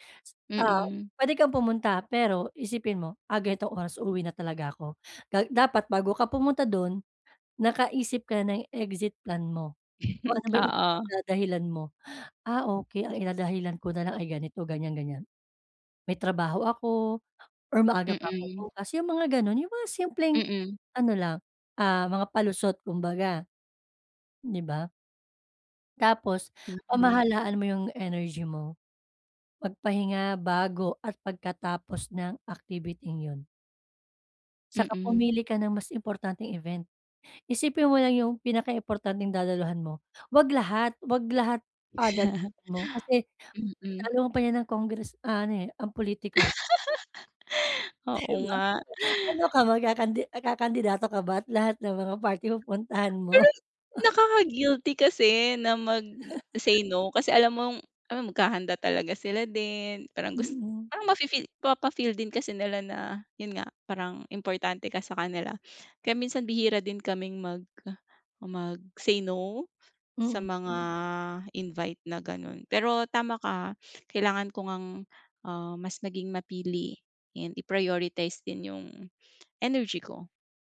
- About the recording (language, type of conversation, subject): Filipino, advice, Bakit ako laging pagod o nabibigatan sa mga pakikisalamuha sa ibang tao?
- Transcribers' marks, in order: tapping; other background noise; chuckle; unintelligible speech; laugh; chuckle